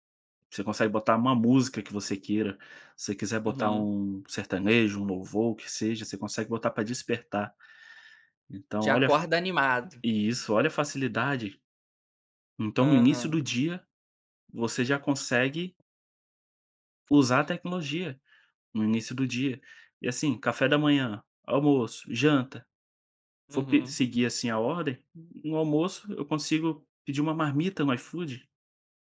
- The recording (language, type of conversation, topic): Portuguese, podcast, Como a tecnologia mudou o seu dia a dia?
- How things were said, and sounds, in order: none